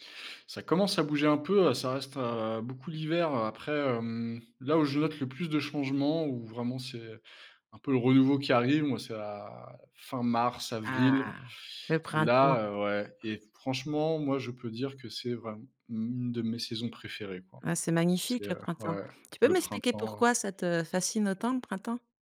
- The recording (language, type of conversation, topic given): French, podcast, Quelle leçon tires-tu des changements de saison ?
- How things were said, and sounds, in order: none